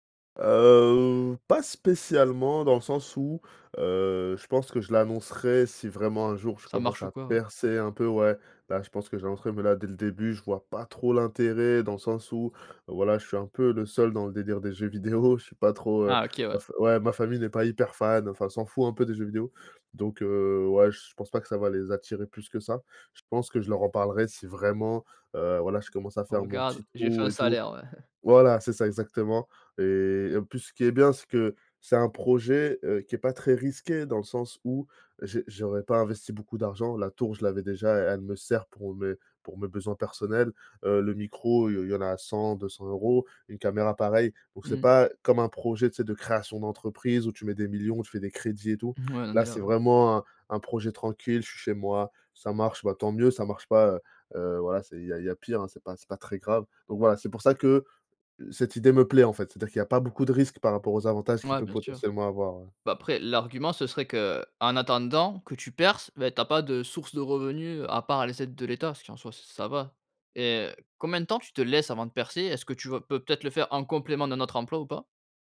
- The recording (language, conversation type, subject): French, podcast, Comment transformes-tu une idée vague en projet concret ?
- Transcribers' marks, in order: other background noise; drawn out: "Heu"; stressed: "percer"; stressed: "pas"; chuckle; stressed: "perces"; stressed: "laisses"